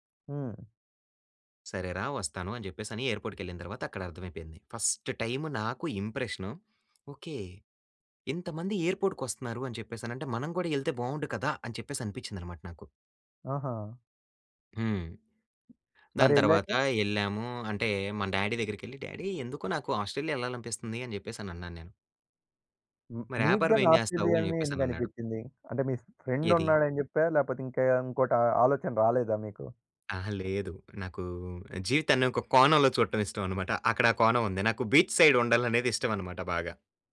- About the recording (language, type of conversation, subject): Telugu, podcast, మీ తొలి ఉద్యోగాన్ని ప్రారంభించినప్పుడు మీ అనుభవం ఎలా ఉండింది?
- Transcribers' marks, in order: in English: "ఫస్ట్ టైమ్"; in English: "ఇంప్రెషన్"; in English: "డ్యాడీ"; in English: "డ్యాడీ"; drawn out: "నాకూ"; in English: "సైడ్"